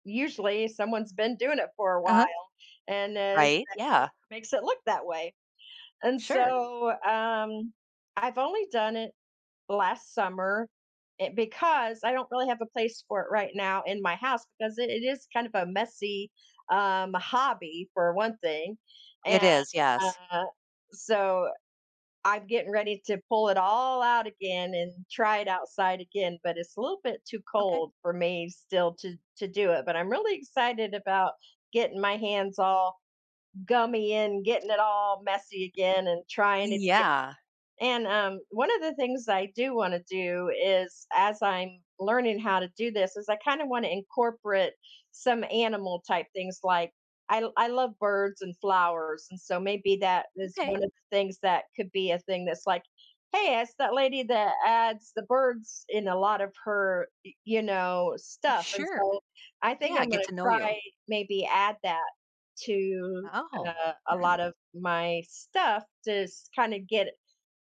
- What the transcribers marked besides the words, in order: tapping; other background noise; throat clearing
- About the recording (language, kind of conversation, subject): English, advice, How can I manage nerves and make a strong impression at my new job?